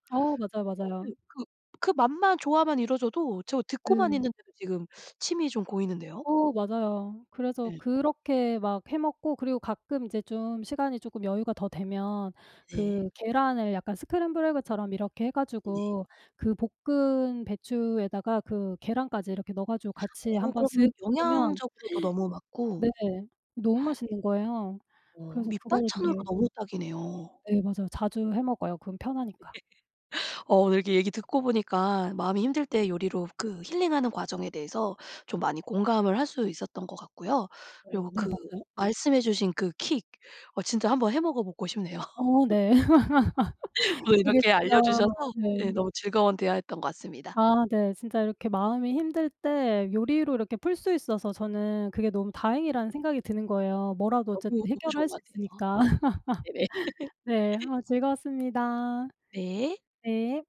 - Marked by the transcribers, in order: other background noise; gasp; laughing while speaking: "네"; laugh; tapping; laughing while speaking: "네네"; laugh
- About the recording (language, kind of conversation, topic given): Korean, podcast, 마음이 힘들 때 요리로 감정을 풀어본 적이 있나요?